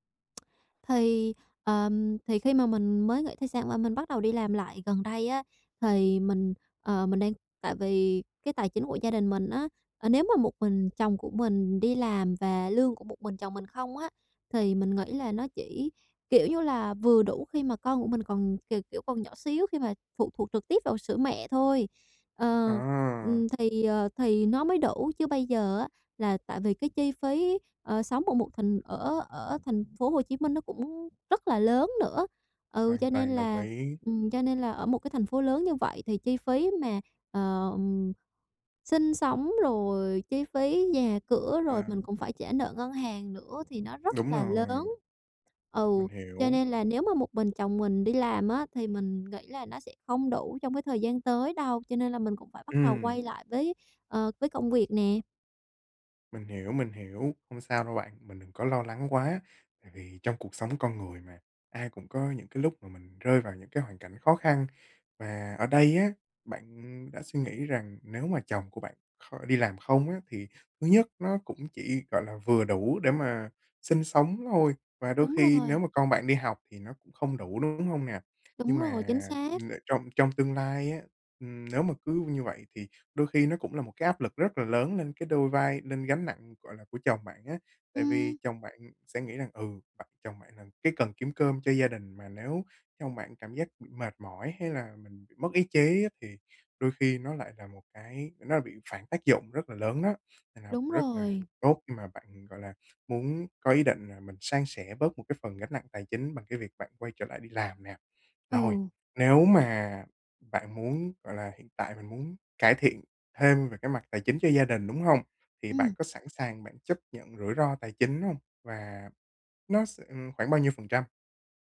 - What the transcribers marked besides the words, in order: tapping; other background noise
- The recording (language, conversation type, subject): Vietnamese, advice, Bạn cần chuẩn bị tài chính thế nào trước một thay đổi lớn trong cuộc sống?